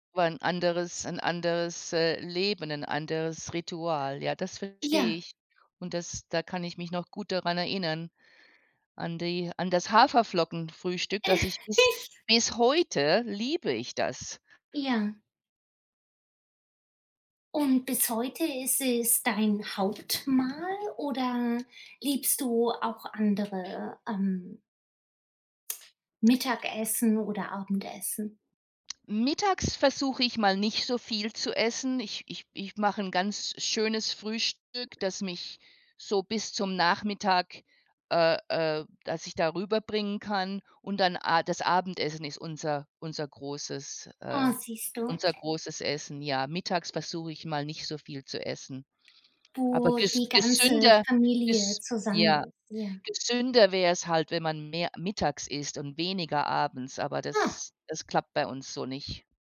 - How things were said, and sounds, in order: other background noise; laugh
- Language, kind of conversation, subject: German, unstructured, Was ist dein Lieblingsfrühstück, das du immer wieder zubereitest?
- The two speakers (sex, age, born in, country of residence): female, 40-44, Germany, United States; female, 55-59, Germany, United States